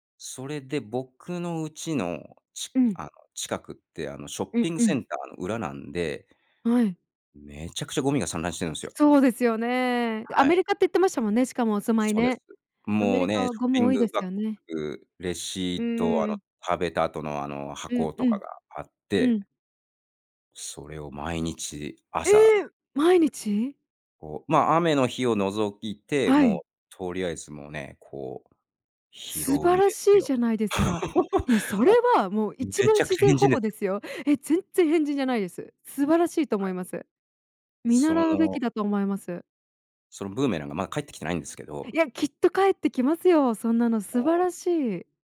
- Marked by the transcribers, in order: laugh
- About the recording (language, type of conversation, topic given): Japanese, podcast, 日常生活の中で自分にできる自然保護にはどんなことがありますか？